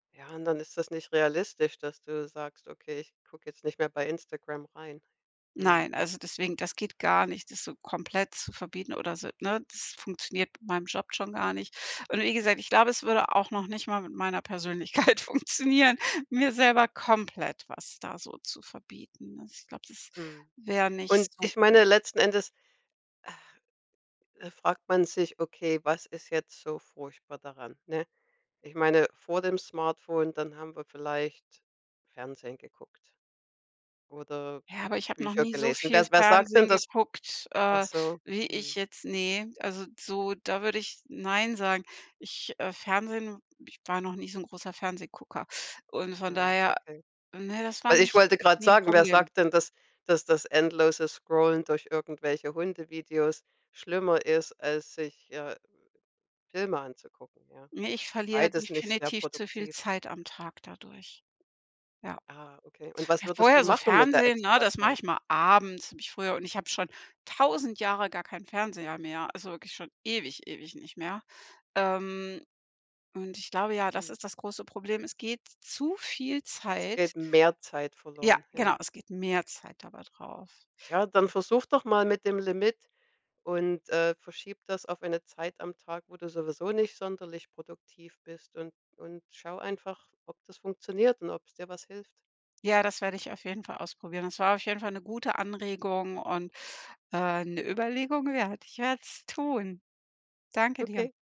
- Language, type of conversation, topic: German, advice, Wie hindern mich zu viele Ablenkungen durch Handy und Fernseher daran, kreative Gewohnheiten beizubehalten?
- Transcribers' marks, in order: laughing while speaking: "Persönlichkeit"; sigh; stressed: "mehr"; stressed: "mehr"; joyful: "Überlegung wert. Ich werde es tun"